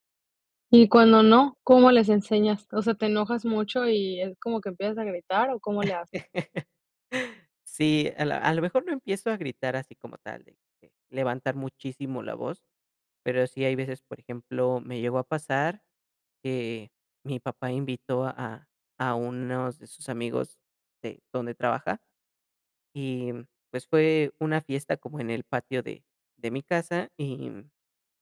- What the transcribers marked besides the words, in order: laugh
- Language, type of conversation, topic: Spanish, podcast, ¿Cómo compartes tus valores con niños o sobrinos?